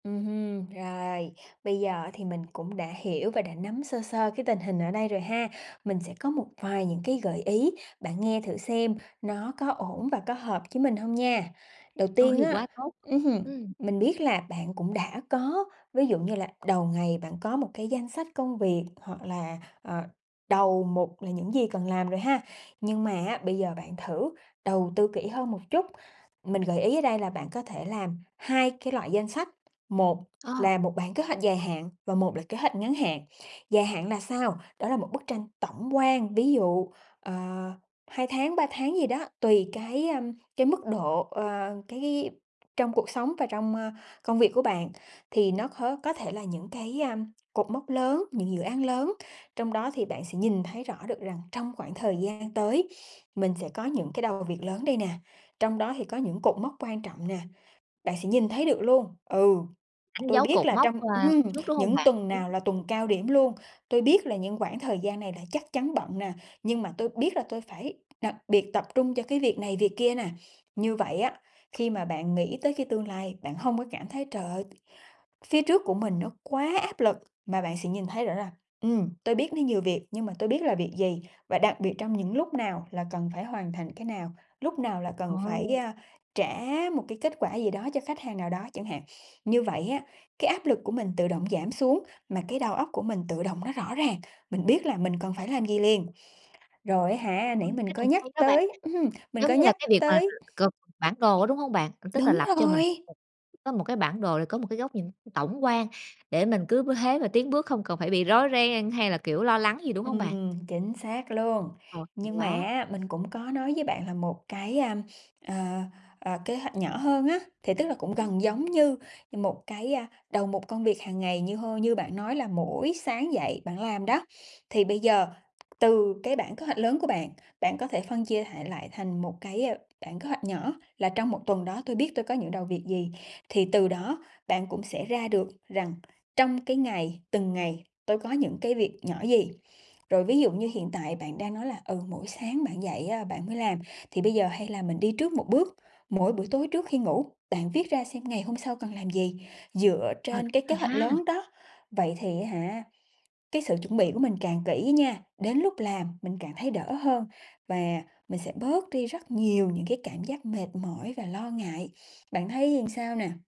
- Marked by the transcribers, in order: tapping; other background noise; "làm" said as "ừn"
- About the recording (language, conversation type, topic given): Vietnamese, advice, Tôi cảm thấy quá tải vì có quá nhiều việc cần ưu tiên; tôi nên bắt đầu từ đâu?
- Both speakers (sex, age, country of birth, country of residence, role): female, 30-34, Vietnam, Vietnam, advisor; female, 30-34, Vietnam, Vietnam, user